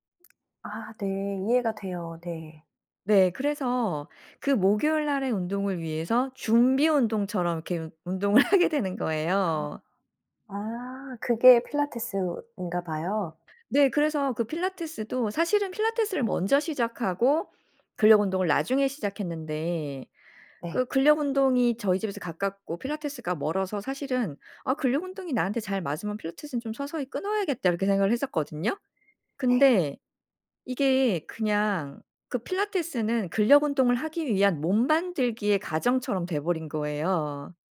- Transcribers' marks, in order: other background noise; laughing while speaking: "하게"
- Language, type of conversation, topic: Korean, podcast, 규칙적인 운동 루틴은 어떻게 만드세요?